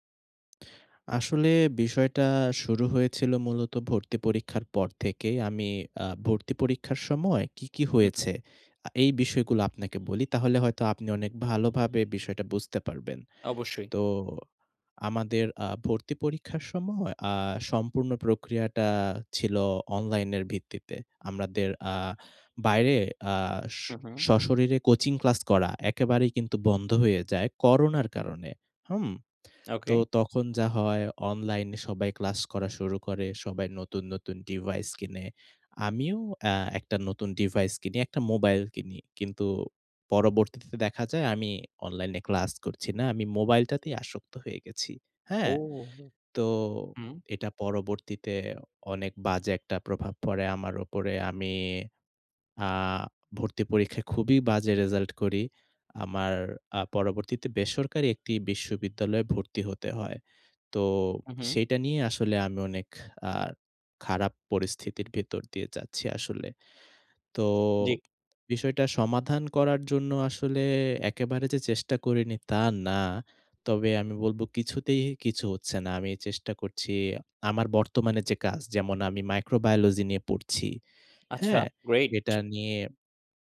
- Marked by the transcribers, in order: in English: "ডিভাইস"; in English: "ডিভাইস"; stressed: "খুবই"; in English: "মাইক্রোবায়োলজি"
- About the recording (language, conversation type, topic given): Bengali, advice, আপনার অতীতে করা ভুলগুলো নিয়ে দীর্ঘদিন ধরে জমে থাকা রাগটি আপনি কেমন অনুভব করছেন?